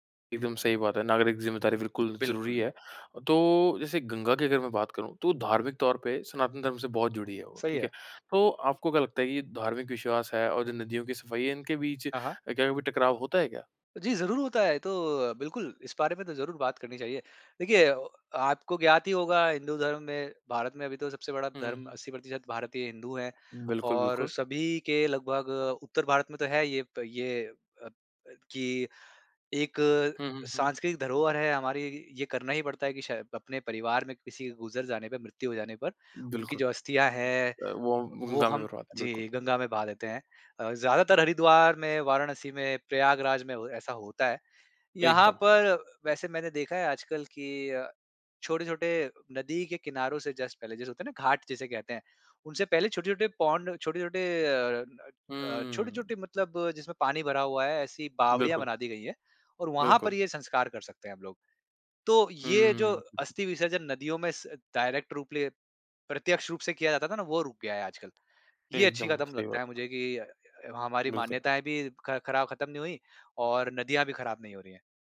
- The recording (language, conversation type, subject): Hindi, podcast, गंगा जैसी नदियों की सफाई के लिए सबसे जरूरी क्या है?
- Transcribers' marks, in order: in English: "जस्ट"; in English: "पोंड"; in English: "डायरेक्ट"; tapping